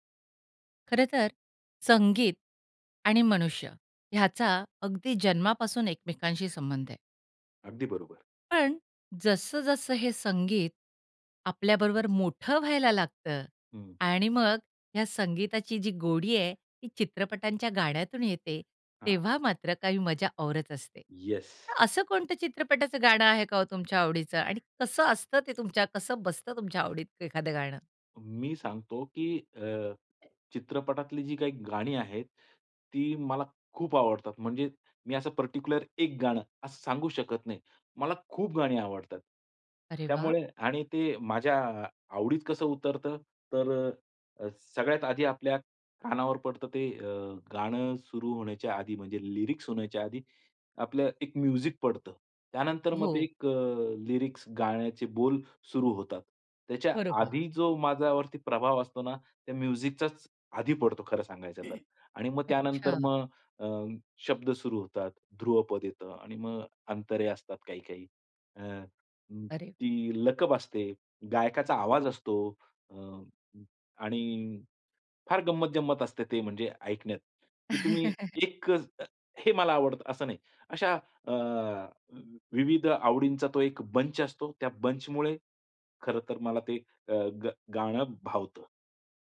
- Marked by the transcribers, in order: tapping; other background noise; in English: "लिरिक्स"; in English: "म्युझिक"; in English: "लिरिक्स"; in English: "म्युझिकचाच"; other noise; chuckle; in English: "बंच"; in English: "बंचमुळे"
- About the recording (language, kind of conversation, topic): Marathi, podcast, चित्रपटातील गाणी तुम्हाला का आवडतात?